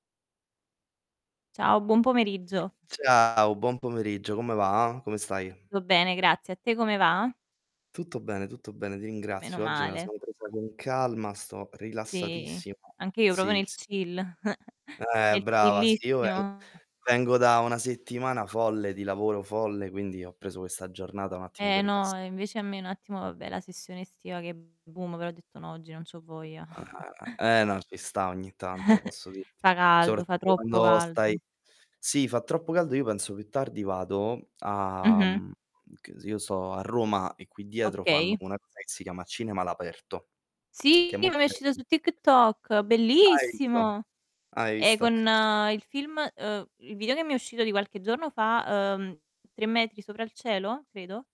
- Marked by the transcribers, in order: static; distorted speech; "proprio" said as "propo"; in English: "chill"; chuckle; in English: "chillissimo"; chuckle; tapping
- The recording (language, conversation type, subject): Italian, unstructured, Come ti fa sentire guardare un film con la tua famiglia o i tuoi amici?